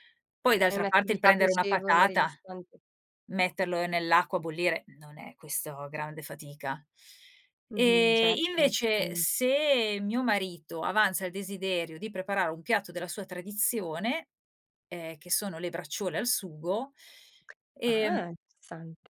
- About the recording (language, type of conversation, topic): Italian, podcast, Cosa non può mancare al tuo pranzo della domenica?
- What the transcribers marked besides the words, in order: other background noise